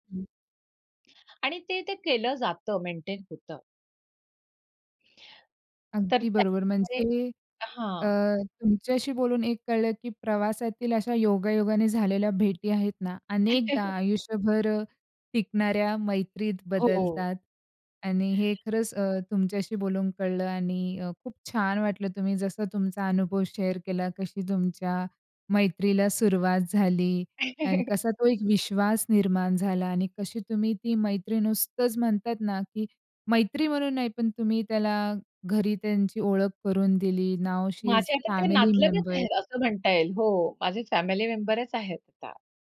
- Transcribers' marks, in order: tapping; chuckle; other noise; in English: "शेअर"; chuckle; in English: "नाऊ शी इस फॅमिली मेंबर"
- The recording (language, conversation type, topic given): Marathi, podcast, प्रवासात भेटलेले मित्र दीर्घकाळ टिकणारे जिवलग मित्र कसे बनले?